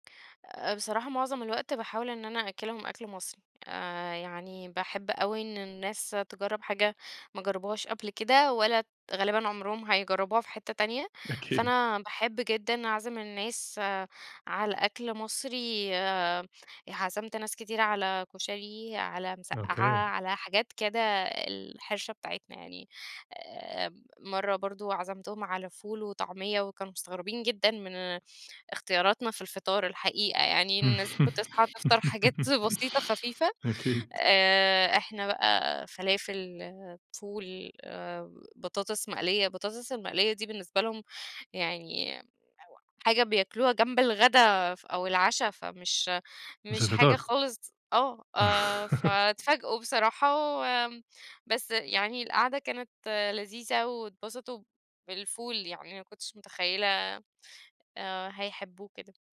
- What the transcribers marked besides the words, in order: laughing while speaking: "أكيد"; laugh; laughing while speaking: "حاجات"; unintelligible speech; laugh; tapping
- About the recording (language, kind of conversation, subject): Arabic, podcast, شو رأيك في الأكل الجاهز مقارنة بالطبخ في البيت؟